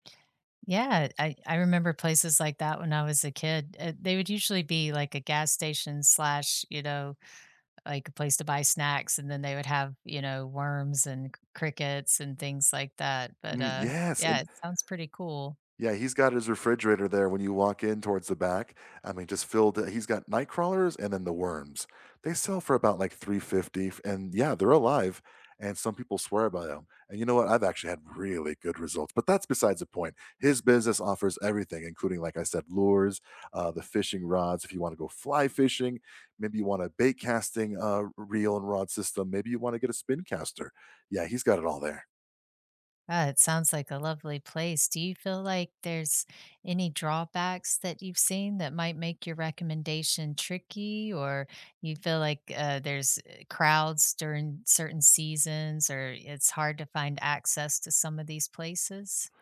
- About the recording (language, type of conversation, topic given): English, unstructured, Which local business would you recommend to out-of-towners?
- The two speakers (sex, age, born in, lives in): female, 45-49, United States, United States; male, 45-49, United States, United States
- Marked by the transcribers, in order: none